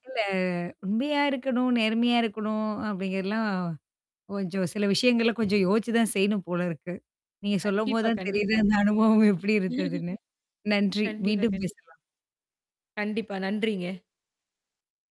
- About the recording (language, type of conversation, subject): Tamil, podcast, ஒருவருக்கு உண்மையைச் சொல்லும்போது நேர்மையாகச் சொல்லலாமா, மென்மையாகச் சொல்லலாமா என்பதை நீங்கள் எப்படித் தேர்வு செய்வீர்கள்?
- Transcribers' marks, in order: tapping; mechanical hum; laughing while speaking: "அந்த அனுபவம் எப்படி இருந்ததுன்னு"; laugh; static; other noise